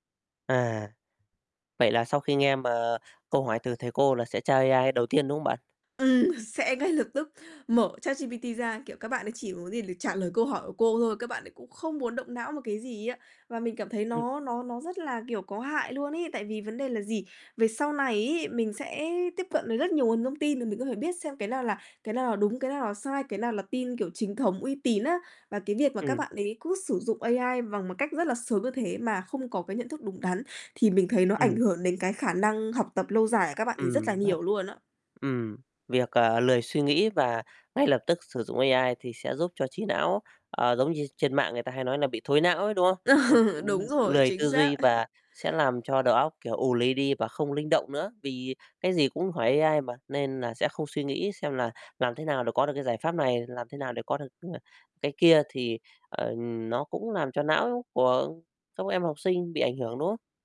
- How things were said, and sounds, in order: tapping; laughing while speaking: "Ừm, sẽ"; other background noise; laughing while speaking: "Ờ"; other noise; laugh
- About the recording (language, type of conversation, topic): Vietnamese, podcast, Bạn thấy trí tuệ nhân tạo đã thay đổi đời sống hằng ngày như thế nào?